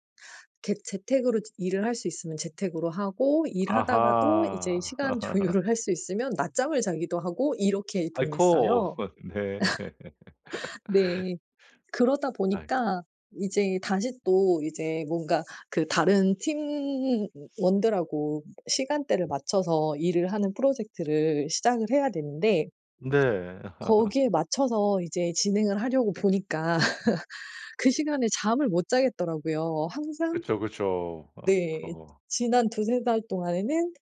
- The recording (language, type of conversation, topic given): Korean, advice, 수면 루틴을 매일 꾸준히 지키려면 어떻게 해야 하나요?
- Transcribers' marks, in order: other background noise; laugh; laughing while speaking: "조율을"; laugh; laughing while speaking: "네"; laugh; tapping; laugh; laugh; laugh